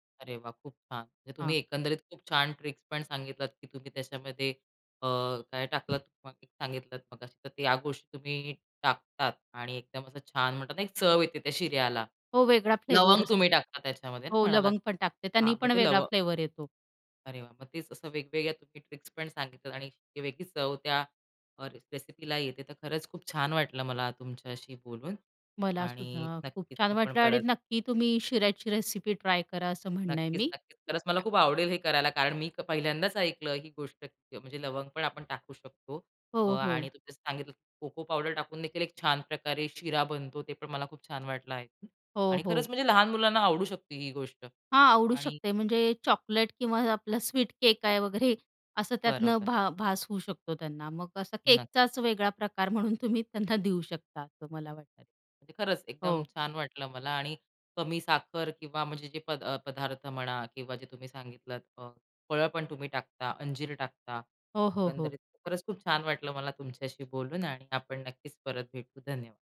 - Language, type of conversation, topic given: Marathi, podcast, सणासुदीला तुमच्या घरी नेहमी कोणती रेसिपी बनवली जाते?
- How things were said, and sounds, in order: tapping; in English: "ट्रिक्स"; other background noise; unintelligible speech; in English: "ट्रिक्स"; horn; laughing while speaking: "वगैरे"; laughing while speaking: "म्हणून तुम्ही त्यांना"